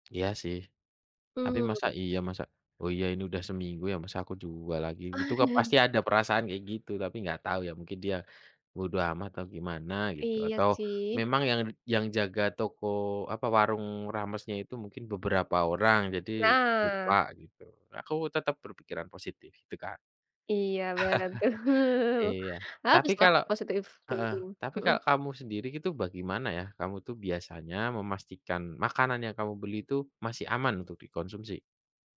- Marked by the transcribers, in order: tapping; chuckle; other background noise; laughing while speaking: "betul"; laugh; in English: "positive thinking"
- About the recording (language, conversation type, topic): Indonesian, unstructured, Bagaimana kamu menanggapi makanan kedaluwarsa yang masih dijual?